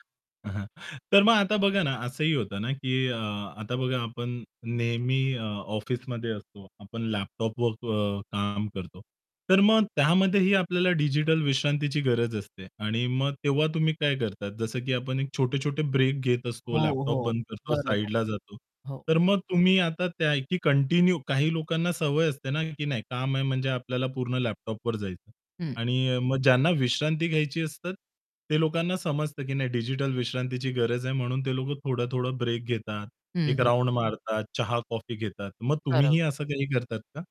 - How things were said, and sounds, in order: static; distorted speech; in English: "कंटिन्यू"; in English: "राउंड"
- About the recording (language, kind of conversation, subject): Marathi, podcast, तुला डिजिटल विश्रांती कधी आणि का घ्यावीशी वाटते?